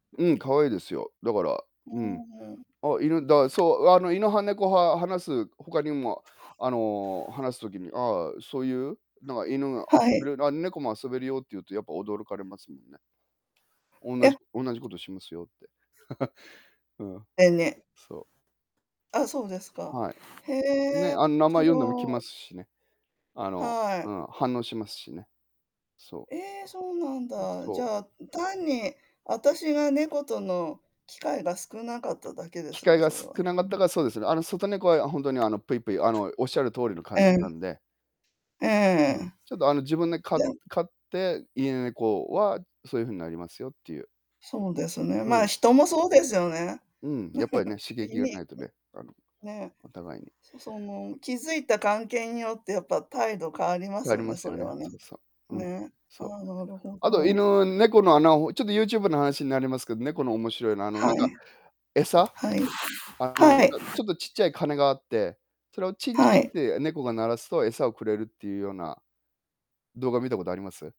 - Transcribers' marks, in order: static; tapping; giggle; distorted speech; other background noise; unintelligible speech; giggle
- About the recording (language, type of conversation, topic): Japanese, unstructured, 犬派と猫派、どちらに共感しますか？